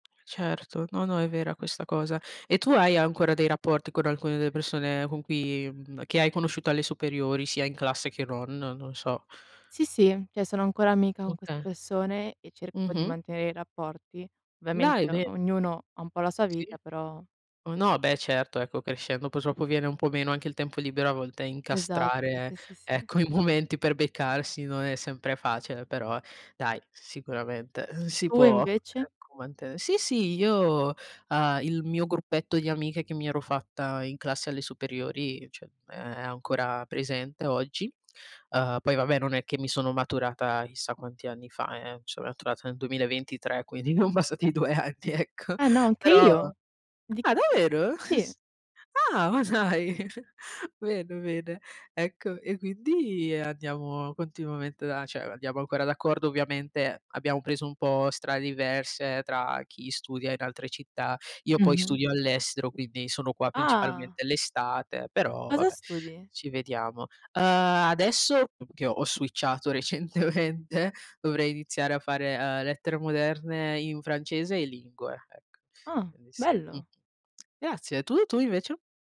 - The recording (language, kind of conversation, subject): Italian, unstructured, Qual è stato il tuo ricordo più bello a scuola?
- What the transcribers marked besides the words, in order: "cioè" said as "ceh"; "Okay" said as "oka"; "dopo" said as "sopo"; laughing while speaking: "momenti"; "cioè" said as "ceh"; laughing while speaking: "quindi non passati due anni, ecco"; chuckle; laughing while speaking: "ma dai"; chuckle; "cioè" said as "ceh"; in English: "switchato"; laughing while speaking: "recentemente"